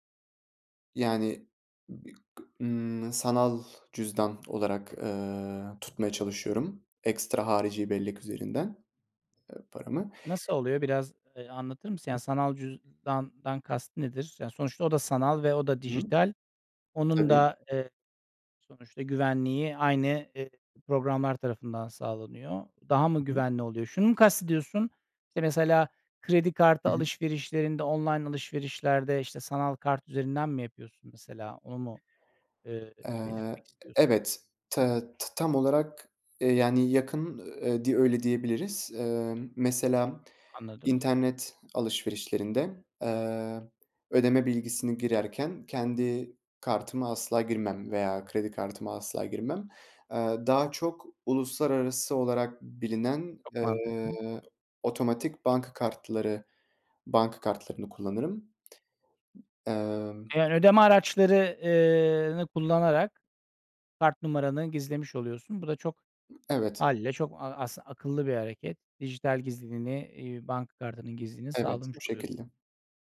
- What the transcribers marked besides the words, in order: other background noise; tongue click
- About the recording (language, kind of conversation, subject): Turkish, podcast, Dijital gizliliğini korumak için neler yapıyorsun?